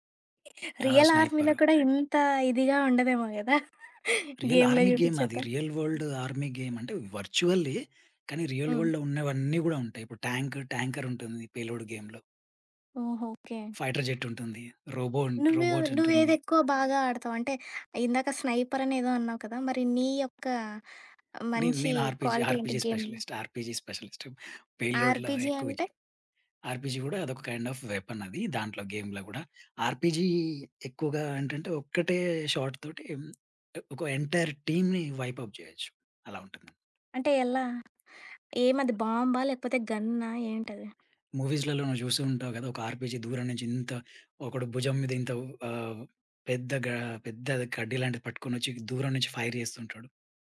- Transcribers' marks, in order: other background noise; in English: "రియల్"; in English: "స్నైపర్"; chuckle; in English: "రియల్"; in English: "గేమ్‌లో"; in English: "గేమ్"; in English: "రియల్ వర్‌ల్డ్"; in English: "గేమ్"; in English: "రియల్ వర్‌ల్డ్‌లో"; in English: "ఫైటర్"; in English: "క్వాలిటీ"; in English: "ఆర్పీజీ ఆర్‌పీజీ స్పెషలిస్ట్. ఆర్‌పీజీ స్పెషలిస్ట్"; in English: "గేమ్?"; in English: "ఆర్‌పీజీ"; in English: "ఆర్‌పీజీ"; in English: "కైండాఫ్"; in English: "గేమ్‌లో"; in English: "ఆర్‌పీజీ"; in English: "షాట్‌తోటి"; in English: "ఎంటైర్ టీమ్‌ని వైప్ అప్"; tapping; in English: "మూవీస్‌లలో"; in English: "ఆర్‌పీజీ"; in English: "ఫైర్"
- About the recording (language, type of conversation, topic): Telugu, podcast, హాబీని ఉద్యోగంగా మార్చాలనుకుంటే మొదట ఏమి చేయాలి?